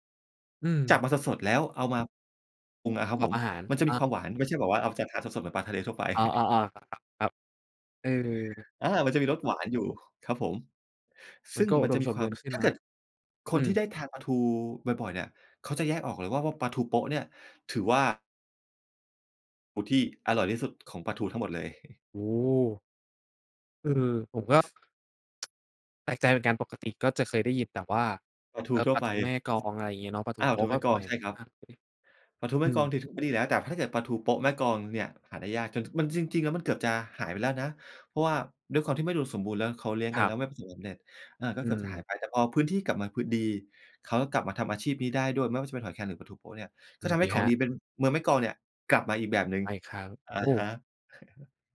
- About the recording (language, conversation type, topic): Thai, podcast, ถ้าพูดถึงการอนุรักษ์ทะเล เราควรเริ่มจากอะไร?
- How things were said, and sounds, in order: chuckle; other background noise; chuckle; tapping; tsk; chuckle